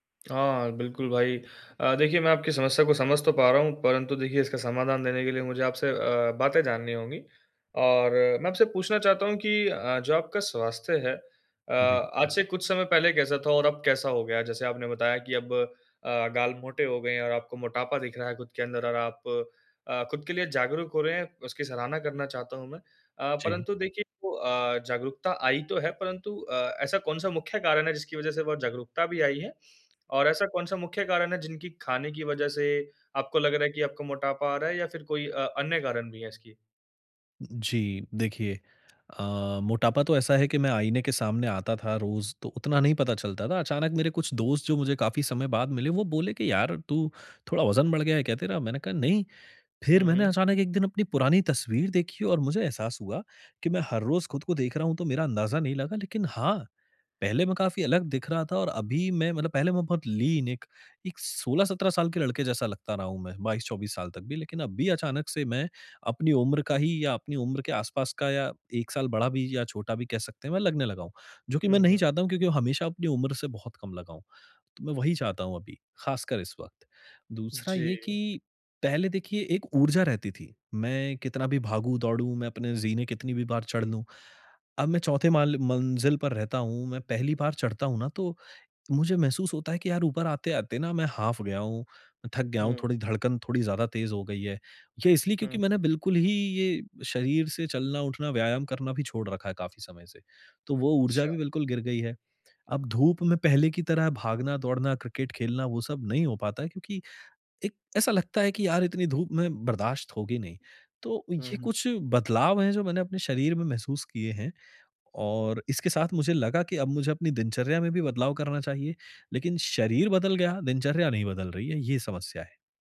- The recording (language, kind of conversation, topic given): Hindi, advice, स्वास्थ्य और आनंद के बीच संतुलन कैसे बनाया जाए?
- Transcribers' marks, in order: in English: "लीन"